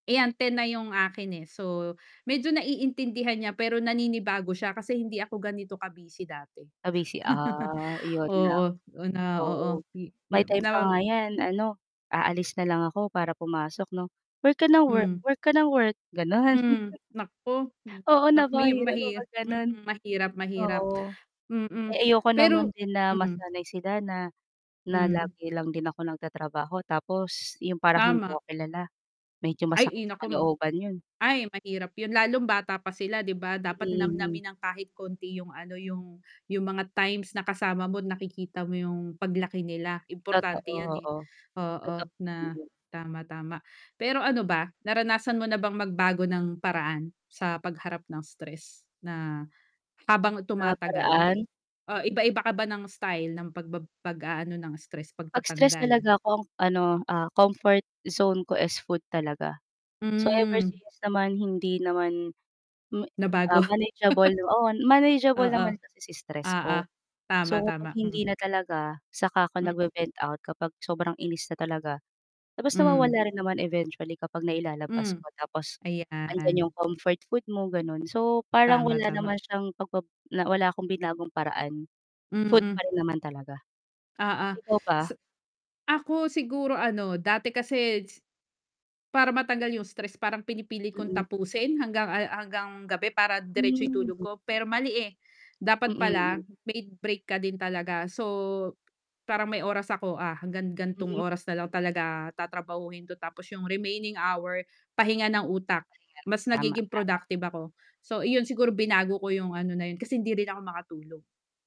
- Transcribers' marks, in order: static; chuckle; mechanical hum; other noise; "ko" said as "kom"; "lalo" said as "lalom"; distorted speech; chuckle; tapping
- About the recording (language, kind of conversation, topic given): Filipino, unstructured, Paano mo hinaharap ang stress sa araw-araw?